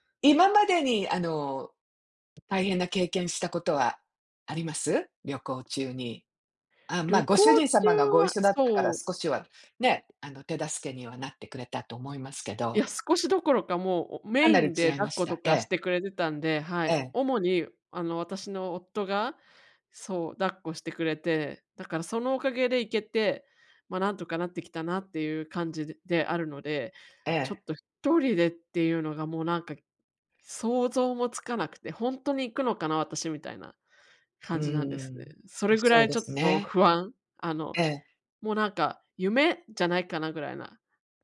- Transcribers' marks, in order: tapping
- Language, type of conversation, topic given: Japanese, advice, 旅行中の不安を減らし、安全に過ごすにはどうすればよいですか？